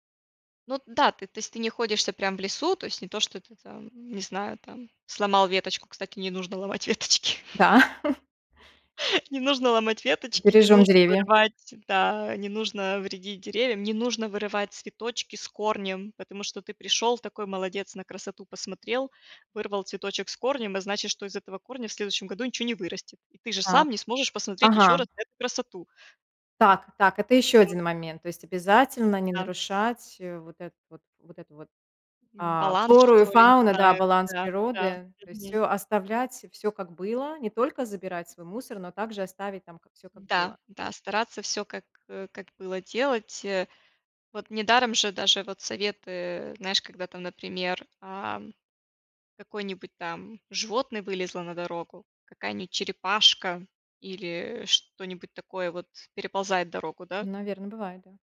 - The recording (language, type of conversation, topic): Russian, podcast, Какие простые привычки помогают не вредить природе?
- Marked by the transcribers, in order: "находишься" said as "ходишся"; laughing while speaking: "не нужно ломать веточки"; chuckle; laugh; other background noise; tapping